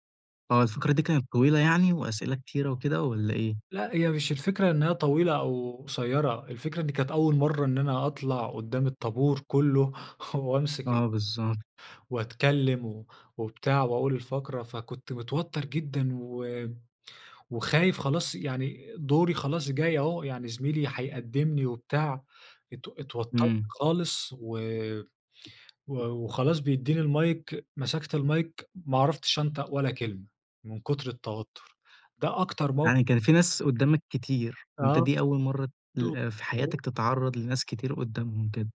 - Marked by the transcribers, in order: laughing while speaking: "وأمسك"; tapping; unintelligible speech
- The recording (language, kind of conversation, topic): Arabic, podcast, إزاي بتتعامل مع التوتر اليومي؟